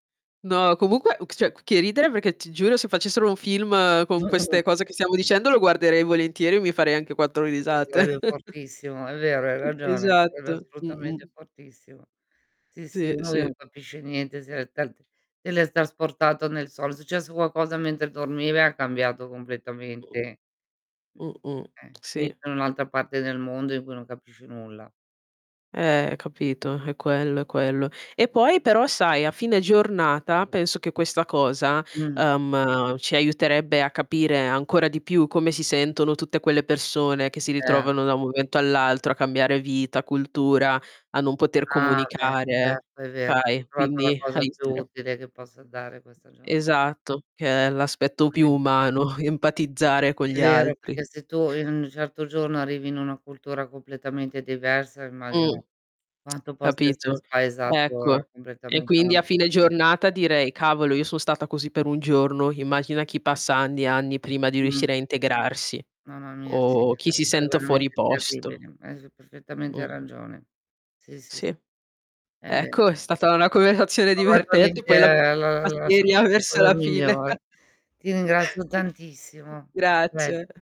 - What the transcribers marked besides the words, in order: "cioè" said as "ceh"; tapping; chuckle; distorted speech; chuckle; other background noise; static; "teletrasportato" said as "telestrasportato"; "successo" said as "secesso"; unintelligible speech; unintelligible speech; laughing while speaking: "umano"; tsk; "immagina" said as "immachina"; unintelligible speech; "conversazione" said as "converazione"; laughing while speaking: "divertente"; unintelligible speech; chuckle; other noise
- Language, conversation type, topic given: Italian, unstructured, Come affronteresti una giornata in cui tutti parlano una lingua diversa dalla tua?